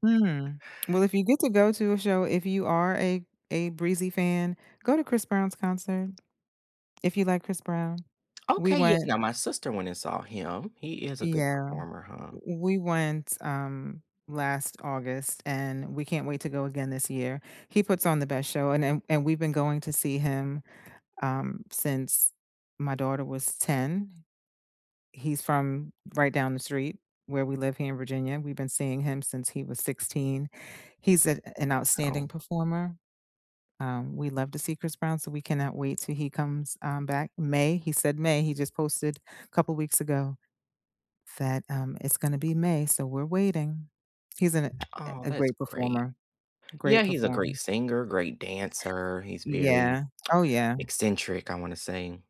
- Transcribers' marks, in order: tsk; other background noise; tsk
- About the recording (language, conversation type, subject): English, unstructured, What was the last song you couldn't stop replaying, and what memory or feeling made it stick?
- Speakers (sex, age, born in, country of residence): female, 55-59, United States, United States; male, 30-34, United States, United States